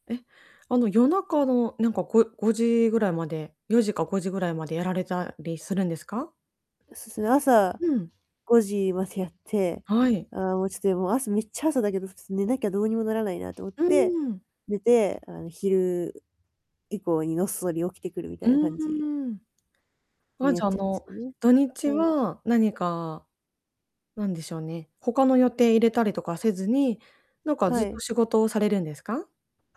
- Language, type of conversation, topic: Japanese, advice, 週末に生活リズムを崩さず、うまく切り替えるにはどうすればいいですか？
- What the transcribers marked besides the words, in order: static; laughing while speaking: "までやって"; distorted speech